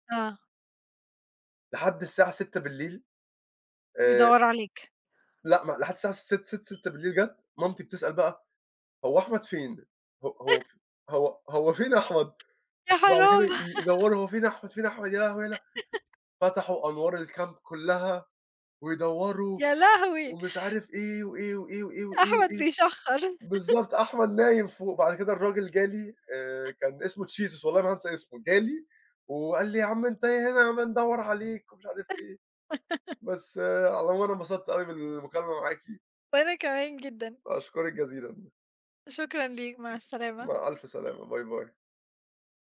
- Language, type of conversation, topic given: Arabic, unstructured, عندك هواية بتساعدك تسترخي؟ إيه هي؟
- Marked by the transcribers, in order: other background noise; chuckle; laughing while speaking: "يا حرام"; laugh; in English: "الكامب"; laughing while speaking: "يا لهوي!"; laughing while speaking: "أحمد بيشَخّر"; chuckle; put-on voice: "يا عم أنت يا هنا بندوّر عليك، ومش عارف إيه"; laugh